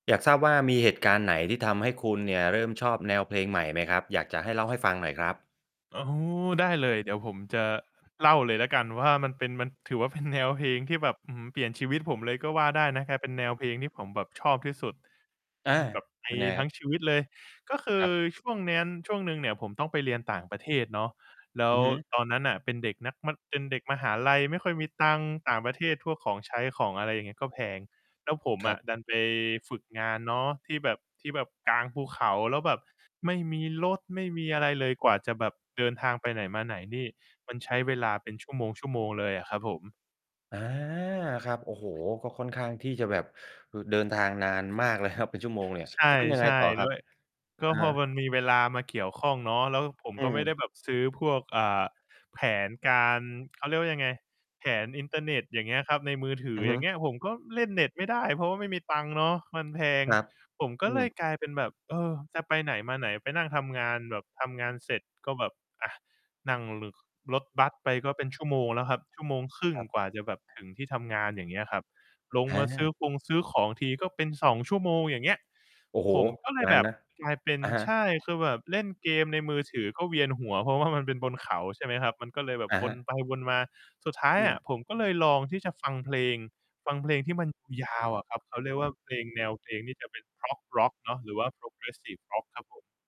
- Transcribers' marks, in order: laughing while speaking: "เป็น"; distorted speech; other background noise; laughing while speaking: "เพราะว่ามัน"; in English: "Progressive Rock"
- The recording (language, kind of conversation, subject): Thai, podcast, มีเหตุการณ์อะไรที่ทำให้คุณเริ่มชอบแนวเพลงใหม่ไหม?